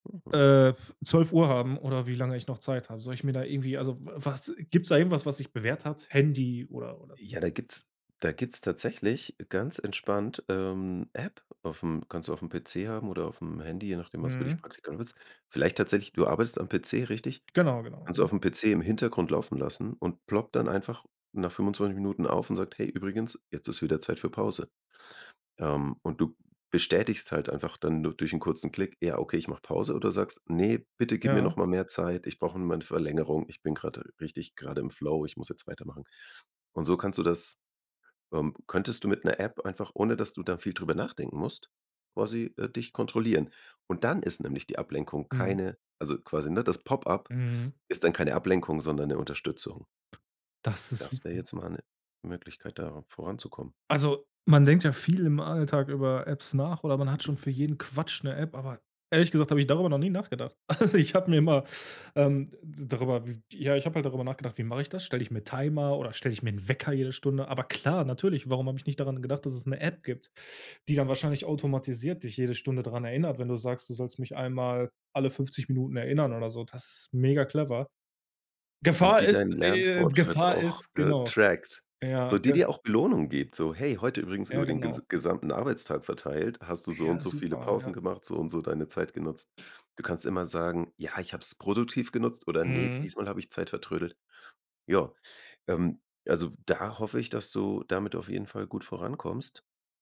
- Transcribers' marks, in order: other background noise; stressed: "Quatsch"; laughing while speaking: "Also"; stressed: "Wecker"; put-on voice: "Gefahr ist äh, Gefahr ist"; put-on voice: "trackt"
- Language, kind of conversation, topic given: German, advice, Wie kann ich mich bei der Arbeit oder im Studium trotz Ablenkungen besser konzentrieren?